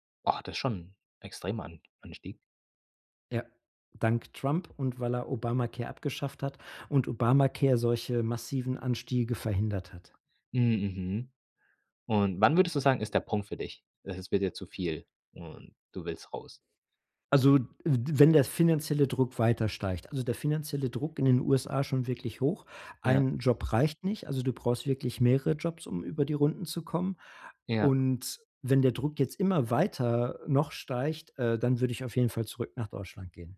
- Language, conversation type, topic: German, podcast, Wie gehst du mit deiner Privatsphäre bei Apps und Diensten um?
- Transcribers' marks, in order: none